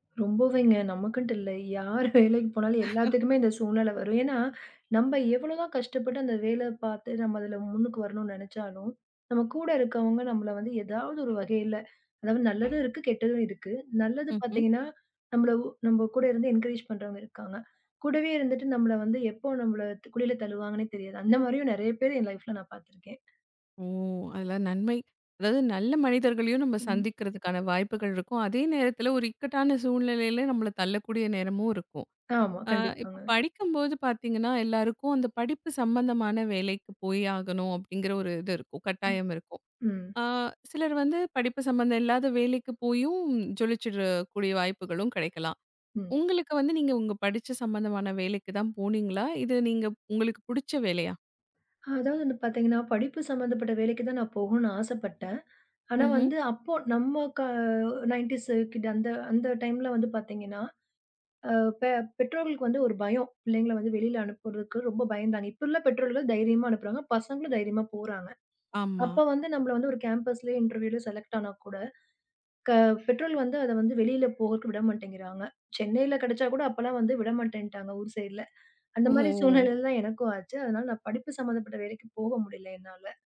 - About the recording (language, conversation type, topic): Tamil, podcast, சம்பளமும் வேலைத் திருப்தியும்—இவற்றில் எதற்கு நீங்கள் முன்னுரிமை அளிக்கிறீர்கள்?
- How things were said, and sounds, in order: chuckle; other noise; laugh; in English: "என்கரேஜ்"; in English: "லைஃப்ல"; in English: "நைன்டீஸ் கிட்!"; in English: "கேம்பஸ்லயே இன்டெர்வியூல செலெக்ட்"; in English: "சைடுல"